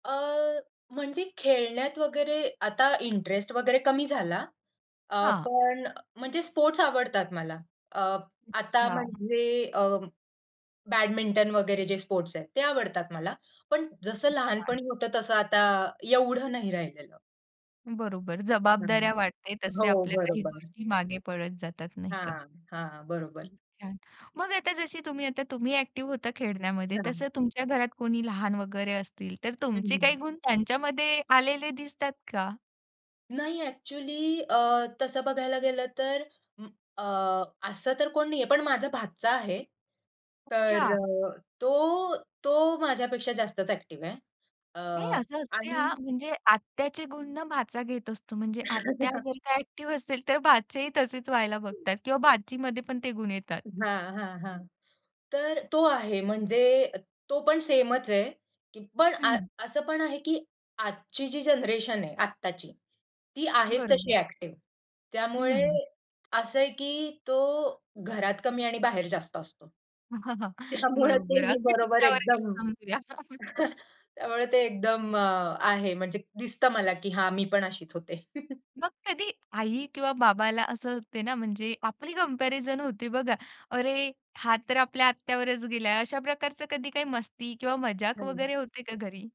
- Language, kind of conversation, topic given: Marathi, podcast, लहानपणी अशी कोणती आठवण आहे जी आजही तुम्हाला हसवते?
- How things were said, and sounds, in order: drawn out: "अ"; tapping; in English: "स्पोर्ट्स"; in English: "स्पोर्ट्स"; other background noise; in English: "एक्टिव्ह"; anticipating: "तर तुमचे काही गुण त्यांच्यामध्ये आलेले दिसतात का?"; drawn out: "तर, तो"; in English: "एक्टिव्ह"; laugh; in English: "एक्टिव्ह"; laughing while speaking: "तर भाचेही तसेच व्हायला बघतात"; in English: "सेमच"; in English: "एक्टिव्ह"; chuckle; laughing while speaking: "बरोबर. अगदी तुमच्यावर गेलं समजूया"; laughing while speaking: "त्यामुळे ते मी बरोबर एकदम"; chuckle; chuckle; in English: "कंपॅरिझन"